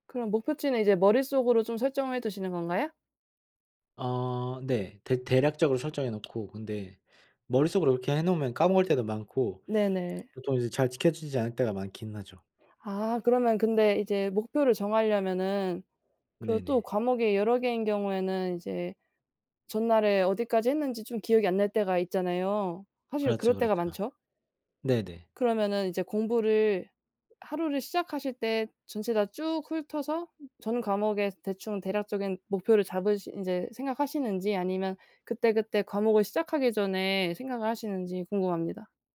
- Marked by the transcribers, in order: tapping
- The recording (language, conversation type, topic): Korean, unstructured, 어떻게 하면 공부에 대한 흥미를 잃지 않을 수 있을까요?